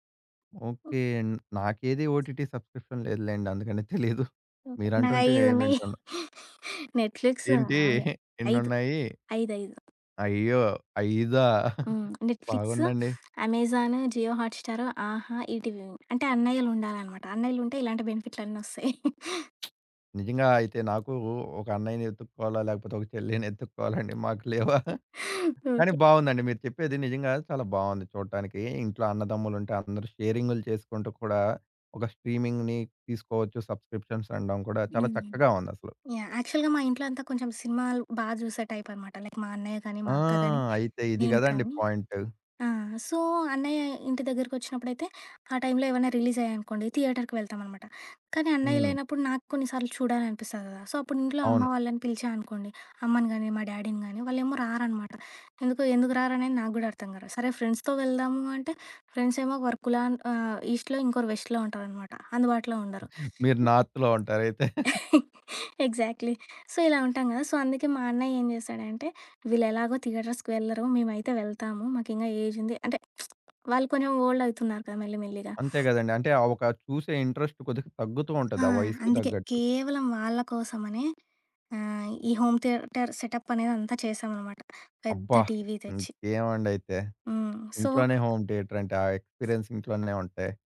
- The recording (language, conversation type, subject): Telugu, podcast, స్ట్రీమింగ్ షోస్ టీవీని ఎలా మార్చాయి అనుకుంటారు?
- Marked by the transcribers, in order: in English: "ఓటీటీ సబ్‌స్క్రిప్షన్"; giggle; giggle; in English: "నెట్‌ఫ్లిక్స్"; giggle; tapping; other background noise; lip smack; in English: "నేట్‌ఫ్లిక్స్, అమెజాన్, జియో హాట్ స్టార్, ఆహా, ఈటివి మూవి"; giggle; sniff; in English: "బెనిఫిట్‌లన్నీ"; chuckle; lip smack; giggle; in English: "స్ట్రీమింగ్‌ని"; in English: "సబ్‌స్క్రిప్షన్స్"; in English: "యాక్చువల్‌గా"; in English: "టైప్"; in English: "లైక్"; in English: "సో"; in English: "రిలీజ్"; in English: "థియేటర్‌కి"; in English: "సో"; in English: "డ్యాడీని"; in English: "ఫ్రెండ్స్‌తో"; in English: "ఫ్రెండ్స్"; in English: "వర్క్‌లాన్"; in English: "ఈస్ట్‌లో"; in English: "వెస్ట్‌లో"; in English: "నార్త్‌లో"; laugh; in English: "ఎగ్జాక్ట్‌లీ. సో"; laugh; in English: "సో"; in English: "థియేటర్స్‌కి"; in English: "ఏజ్"; lip smack; in English: "ఓల్డ్"; sniff; in English: "ఇంట్రెస్ట్"; in English: "హోమ్ థియేటర్ సెటప్"; in English: "హోమ్ థియేటర్"; in English: "సో"; in English: "ఎక్స్‌పీరియన్స్"